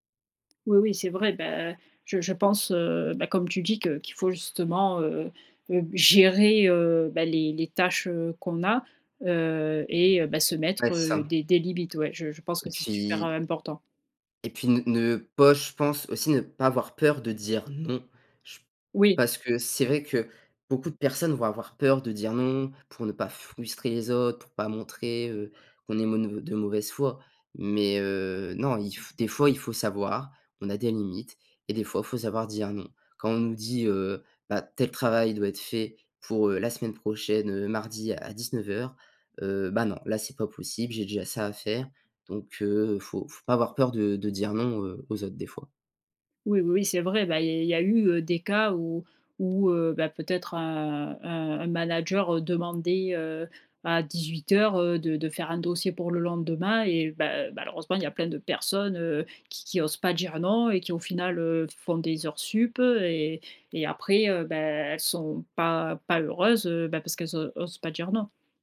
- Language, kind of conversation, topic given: French, podcast, Comment gères-tu ton équilibre entre vie professionnelle et vie personnelle au quotidien ?
- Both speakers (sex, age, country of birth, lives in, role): female, 25-29, France, France, host; male, 18-19, France, France, guest
- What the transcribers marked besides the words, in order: stressed: "gérer"; tapping